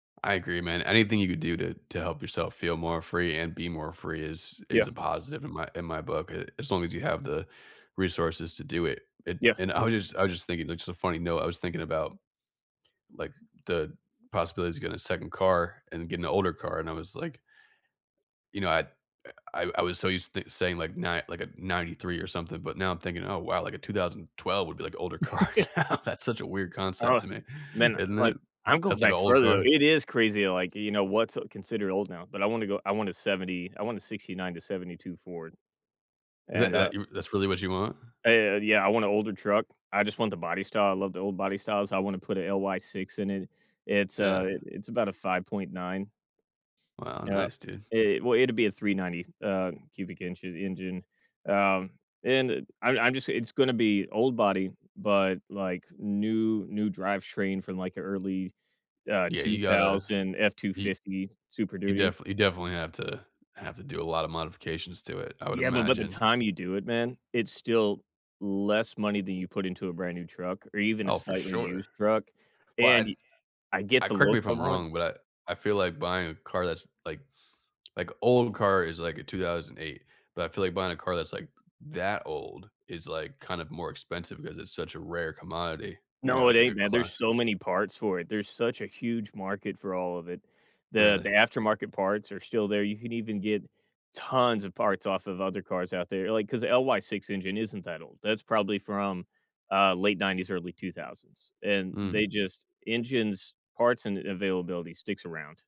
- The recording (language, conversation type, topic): English, unstructured, How does financial stress impact mental health?
- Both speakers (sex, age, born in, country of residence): male, 30-34, United States, United States; male, 40-44, United States, United States
- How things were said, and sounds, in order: chuckle; laughing while speaking: "car now"; tapping; other background noise; background speech; stressed: "that"